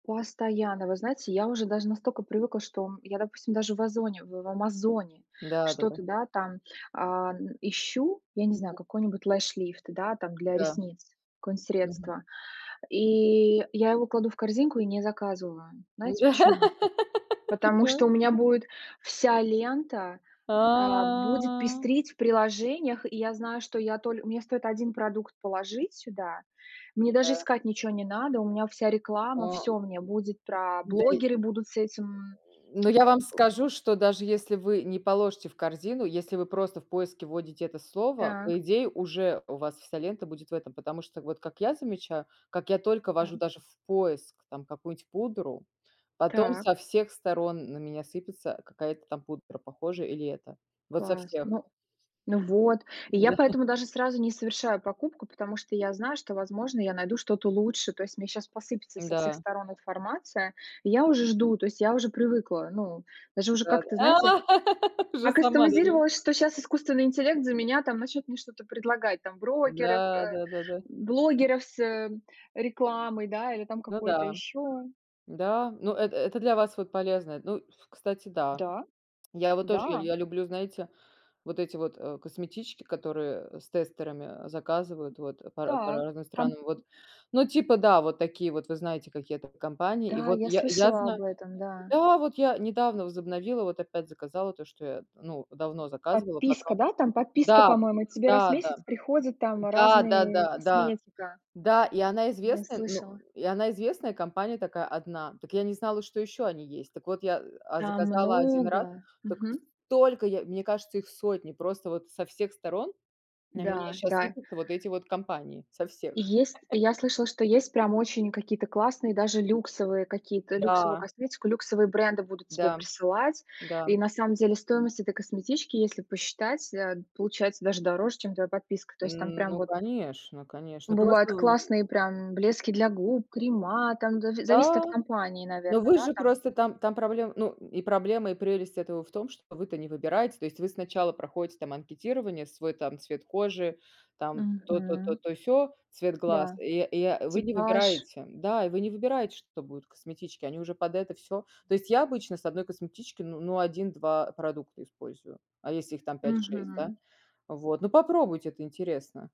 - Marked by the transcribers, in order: stressed: "Амазоне"; in English: "lash lift"; laugh; unintelligible speech; other background noise; drawn out: "А"; grunt; tapping; grunt; chuckle; laugh; tsk; other noise; stressed: "столько"; laugh
- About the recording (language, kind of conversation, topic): Russian, unstructured, Насколько справедливо, что алгоритмы решают, что нам показывать?
- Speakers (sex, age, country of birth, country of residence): female, 35-39, Armenia, United States; female, 40-44, Russia, United States